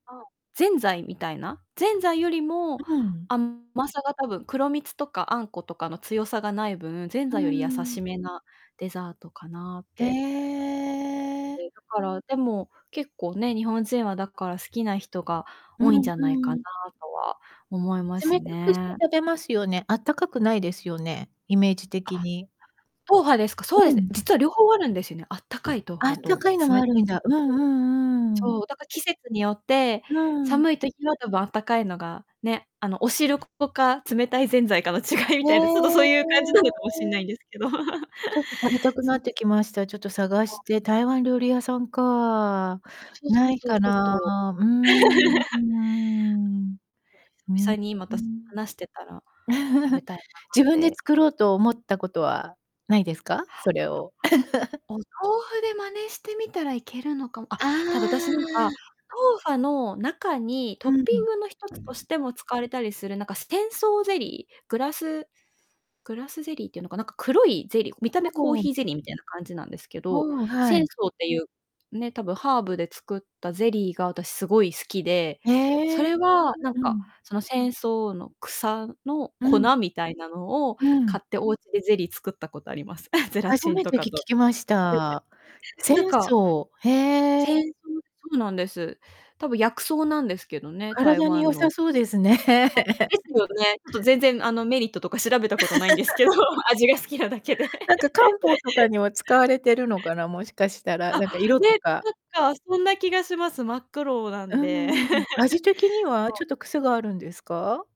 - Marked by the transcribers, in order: distorted speech; other background noise; drawn out: "へえ"; laughing while speaking: "違いみたいな"; laugh; laugh; laugh; laugh; chuckle; unintelligible speech; laugh; laugh; laughing while speaking: "ないんですけど"; laugh; laugh
- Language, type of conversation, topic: Japanese, unstructured, 食べ物にまつわる、思い出に残っているエピソードはありますか？